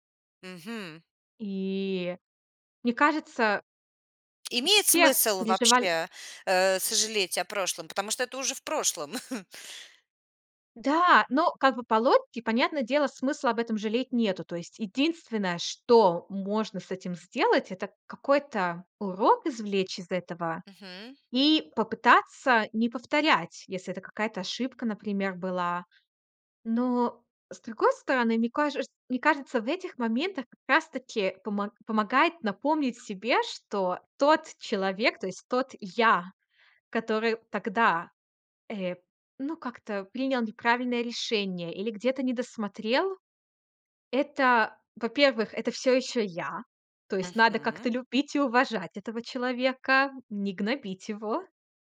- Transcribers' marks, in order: chuckle
- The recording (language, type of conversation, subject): Russian, podcast, Как перестать надолго застревать в сожалениях?